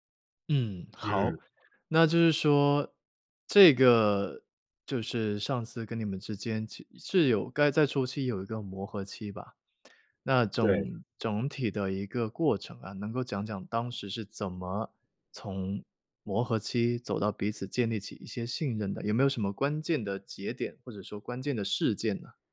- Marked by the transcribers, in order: none
- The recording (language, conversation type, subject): Chinese, podcast, 在团队里如何建立信任和默契？